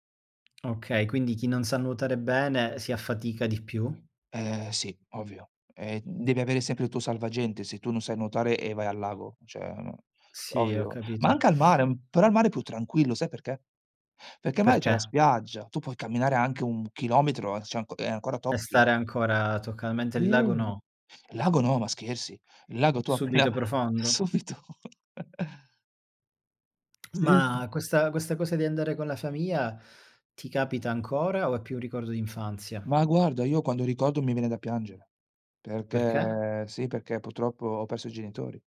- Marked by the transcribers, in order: tapping; "cioè" said as "ceh"; other background noise; laughing while speaking: "appena subito"; chuckle; "famiglia" said as "famiia"
- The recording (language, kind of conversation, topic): Italian, unstructured, Qual è il momento più bello che ricordi con la tua famiglia?